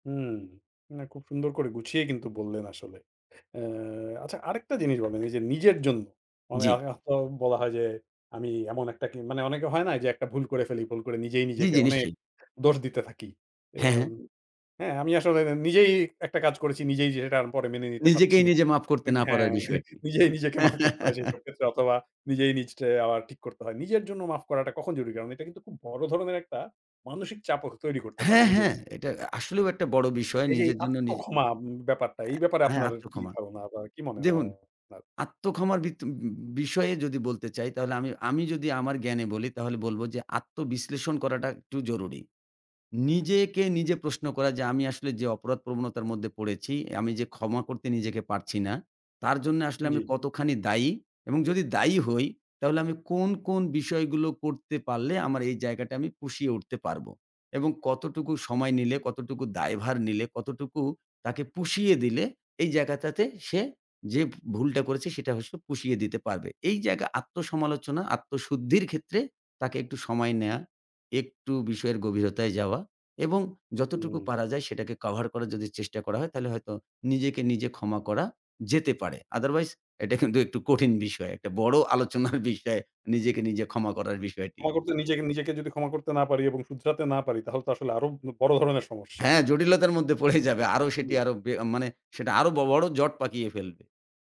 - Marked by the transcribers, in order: laughing while speaking: "হ্যাঁ, নিজেই নিজেকে মাফ করতে হয় সেইসব ক্ষেত্রে"; chuckle; other background noise; in English: "আদারওয়াইজ"; laughing while speaking: "এটা কিন্তু"; laughing while speaking: "আলোচনার"; laughing while speaking: "পড়েই যাবে"
- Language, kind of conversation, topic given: Bengali, podcast, মাফ করা কি সত্যিই সব ভুলে যাওয়ার মানে?